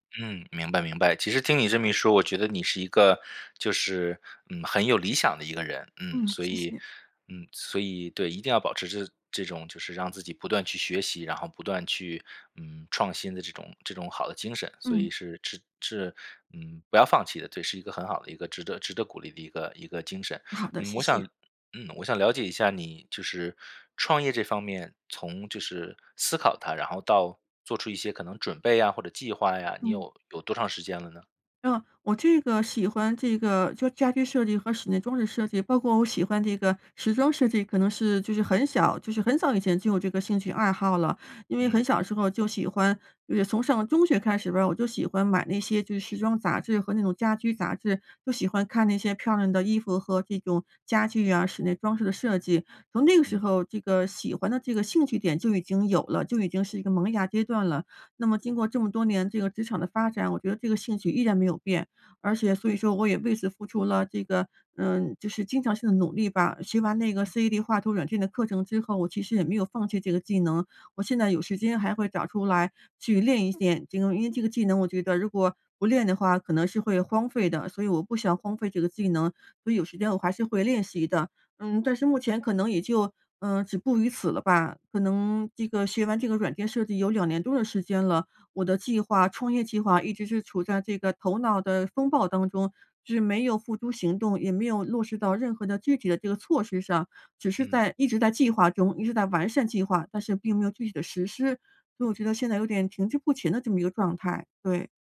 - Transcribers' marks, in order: other background noise
- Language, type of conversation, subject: Chinese, advice, 我该在什么时候做重大改变，并如何在风险与稳定之间取得平衡？
- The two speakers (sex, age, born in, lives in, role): female, 55-59, China, United States, user; male, 35-39, China, United States, advisor